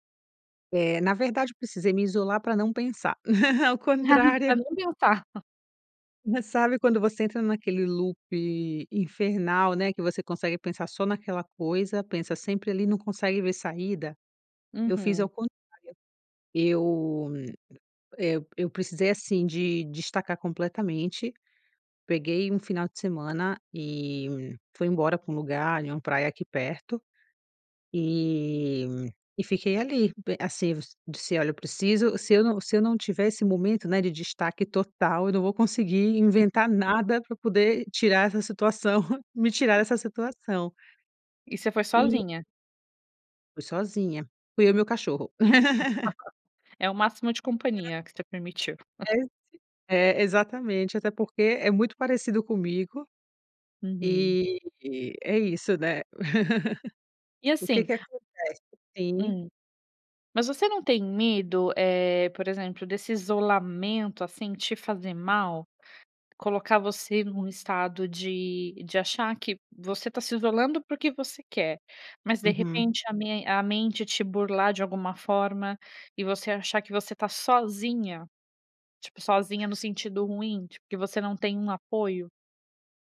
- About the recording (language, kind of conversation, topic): Portuguese, podcast, O que te inspira mais: o isolamento ou a troca com outras pessoas?
- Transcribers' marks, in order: laugh; tapping; laugh; laugh; other background noise; laugh; laugh